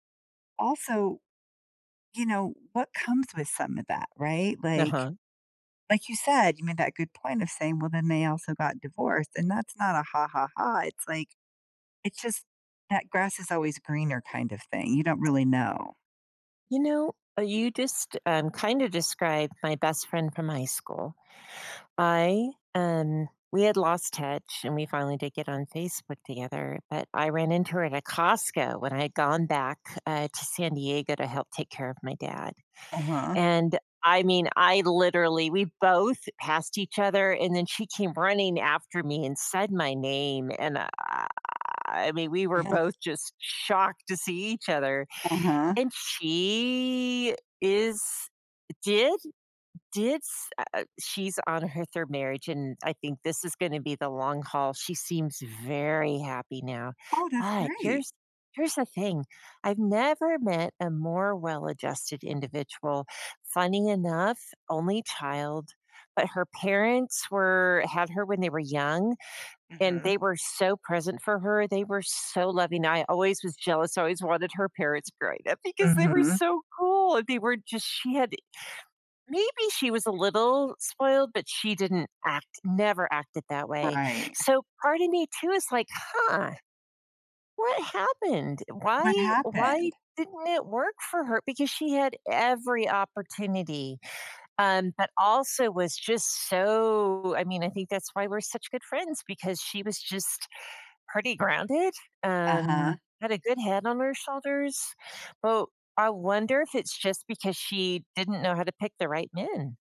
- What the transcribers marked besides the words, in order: other noise; drawn out: "I"; drawn out: "she"; tapping
- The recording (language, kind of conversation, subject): English, unstructured, How can one handle jealousy when friends get excited about something new?